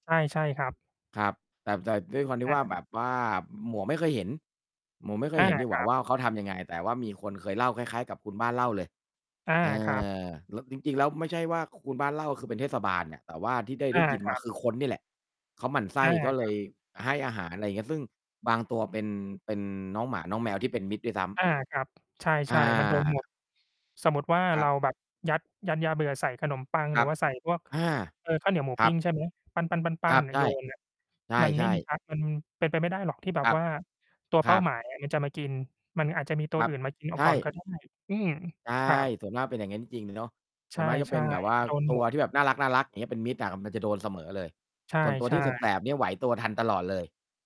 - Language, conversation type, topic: Thai, unstructured, สัตว์จรจัดส่งผลกระทบต่อชุมชนอย่างไรบ้าง?
- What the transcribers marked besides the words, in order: mechanical hum; distorted speech